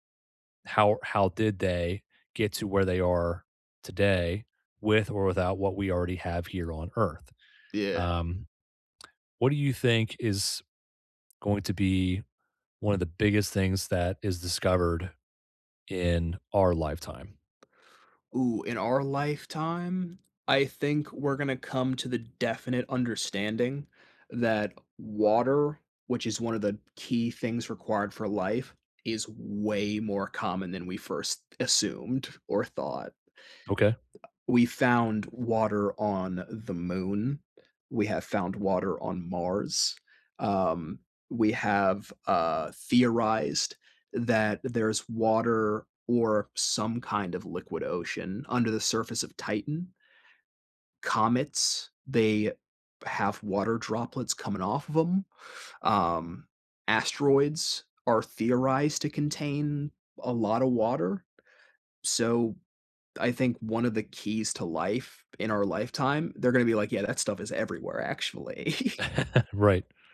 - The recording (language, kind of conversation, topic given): English, unstructured, What do you find most interesting about space?
- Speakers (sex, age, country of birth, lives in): male, 30-34, United States, United States; male, 30-34, United States, United States
- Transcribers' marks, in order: stressed: "way"; laughing while speaking: "actually"; giggle; chuckle